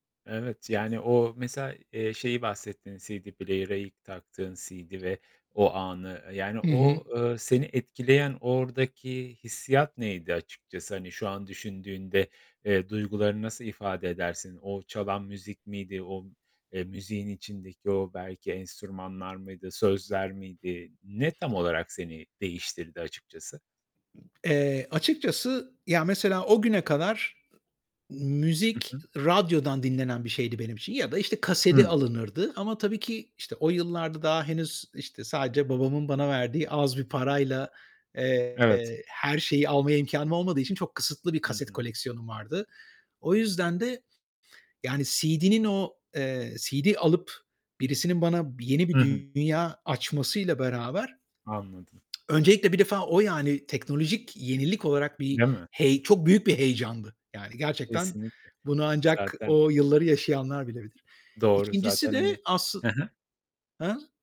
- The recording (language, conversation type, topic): Turkish, podcast, Müzik zevkini en çok kim etkiledi?
- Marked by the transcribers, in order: in English: "player'a"; tapping; other background noise; distorted speech; static